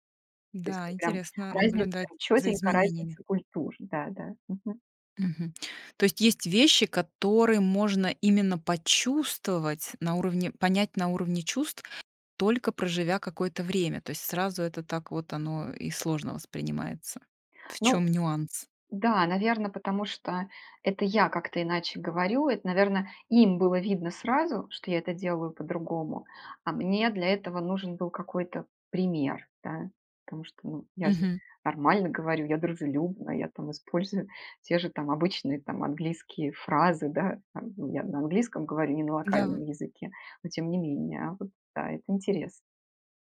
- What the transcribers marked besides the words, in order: "Потому" said as "тому"; tapping
- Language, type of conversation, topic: Russian, podcast, Чувствуешь ли ты себя на стыке двух культур?